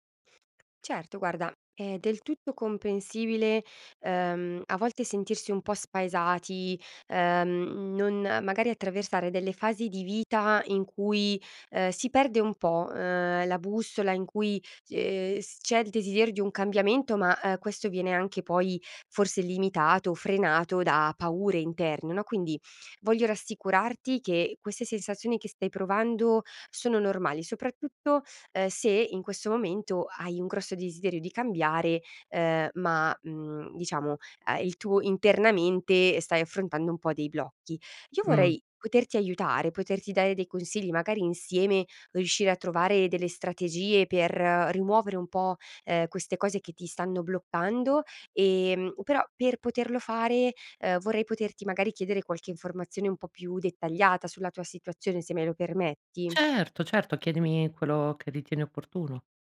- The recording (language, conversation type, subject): Italian, advice, Come posso cambiare vita se ho voglia di farlo ma ho paura di fallire?
- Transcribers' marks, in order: tapping